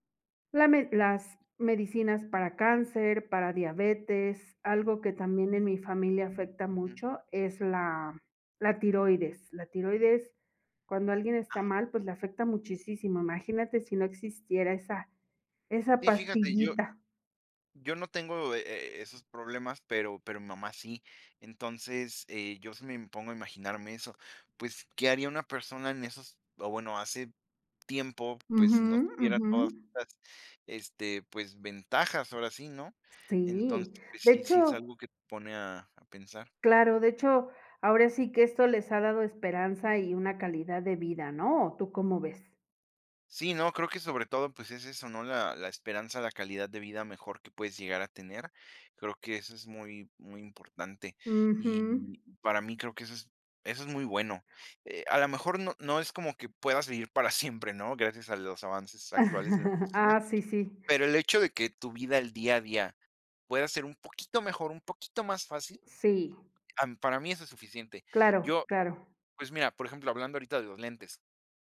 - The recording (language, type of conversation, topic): Spanish, unstructured, ¿Cómo ha cambiado la vida con el avance de la medicina?
- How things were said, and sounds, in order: other background noise; chuckle; tapping